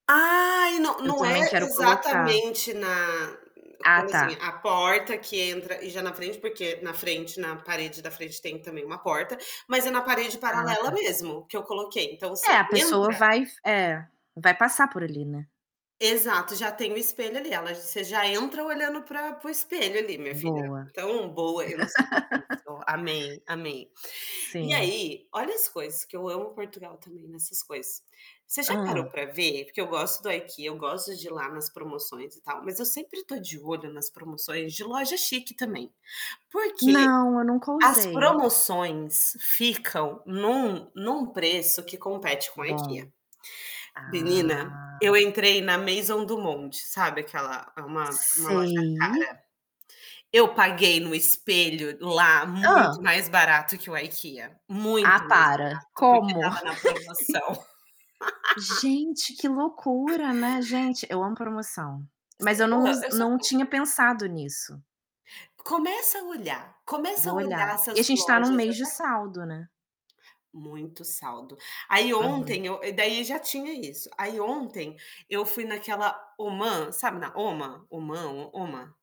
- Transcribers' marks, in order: distorted speech; laugh; other background noise; drawn out: "Ah!"; drawn out: "Sei"; laugh; unintelligible speech
- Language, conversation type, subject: Portuguese, unstructured, Você tem algum hobby que te deixa feliz?